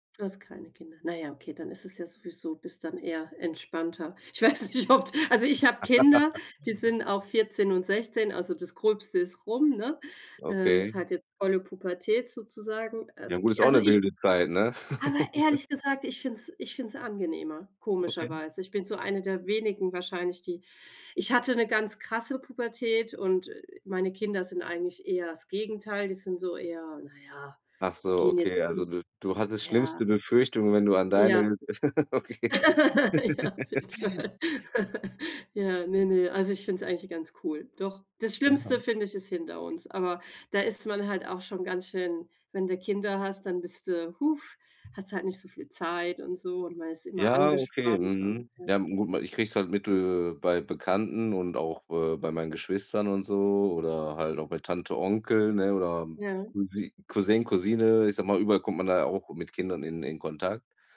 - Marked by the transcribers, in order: laughing while speaking: "Ich weiß nicht, ob d"; laugh; laugh; laugh; laughing while speaking: "Ja, auf jeden Fall"; laugh; laughing while speaking: "Okay"; laugh; other noise; other background noise
- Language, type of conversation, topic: German, unstructured, Wie beeinflusst Musik deine Stimmung?